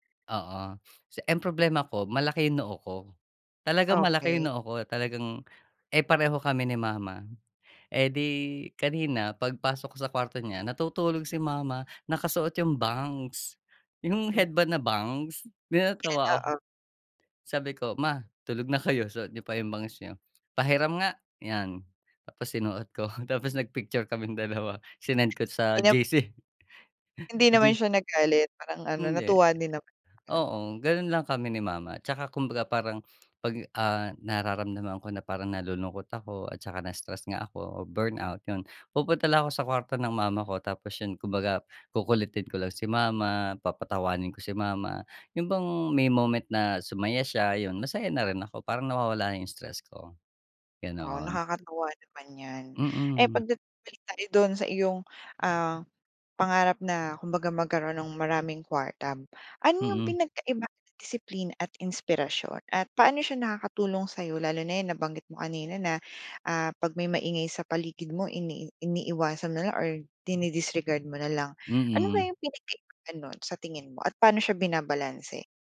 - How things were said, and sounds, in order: unintelligible speech; other background noise; tapping
- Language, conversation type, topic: Filipino, podcast, Ano ang ginagawa mo para manatiling inspirado sa loob ng mahabang panahon?